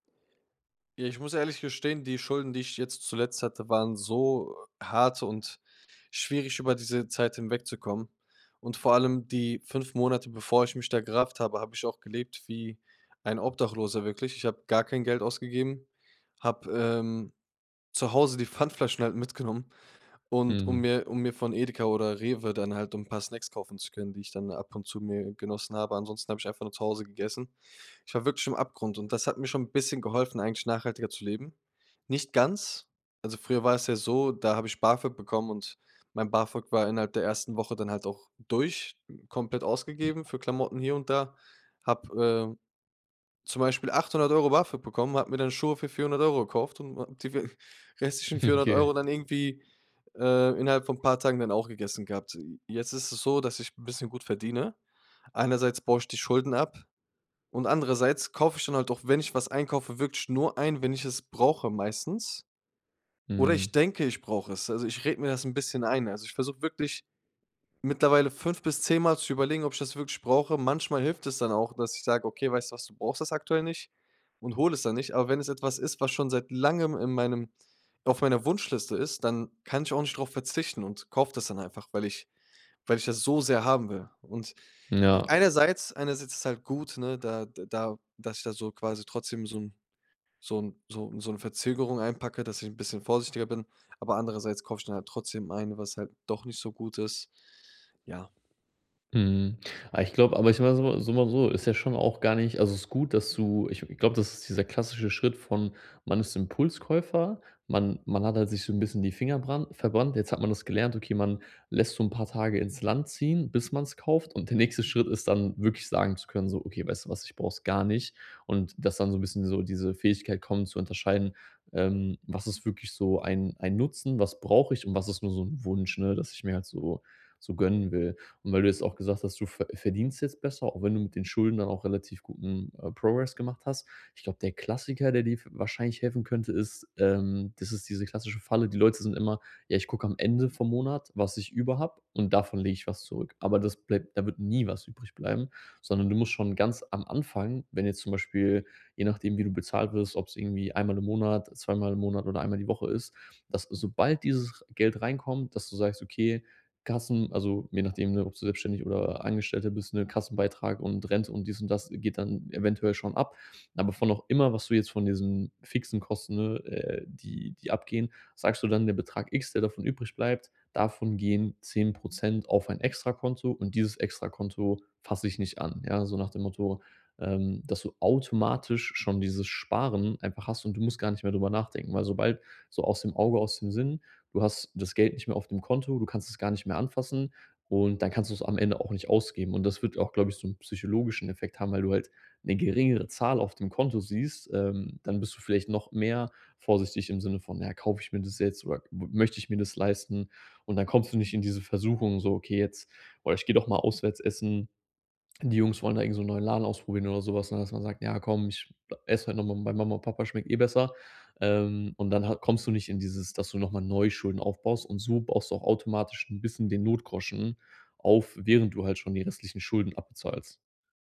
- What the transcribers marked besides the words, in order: laughing while speaking: "mitgenommen"; tapping; other noise; laughing while speaking: "die w"; snort; laughing while speaking: "Okay"; other background noise; put-on voice: "Progress"
- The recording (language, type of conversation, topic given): German, advice, Wie schaffe ich es, langfristige Sparziele zu priorisieren, statt kurzfristigen Kaufbelohnungen nachzugeben?